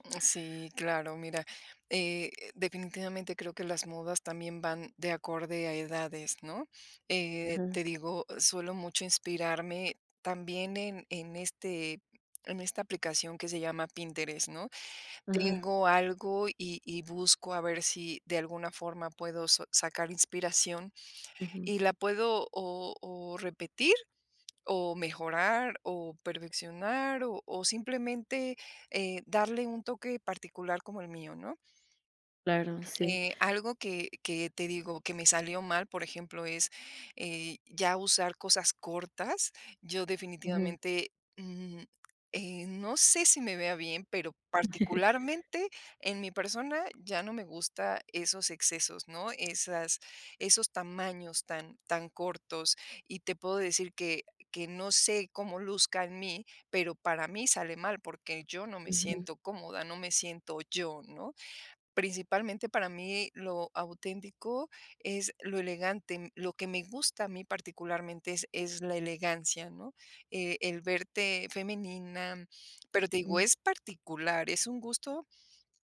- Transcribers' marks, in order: other background noise; chuckle
- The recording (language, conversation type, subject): Spanish, podcast, ¿Cómo te adaptas a las modas sin perderte?
- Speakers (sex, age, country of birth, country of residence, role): female, 30-34, United States, United States, host; female, 45-49, Mexico, Mexico, guest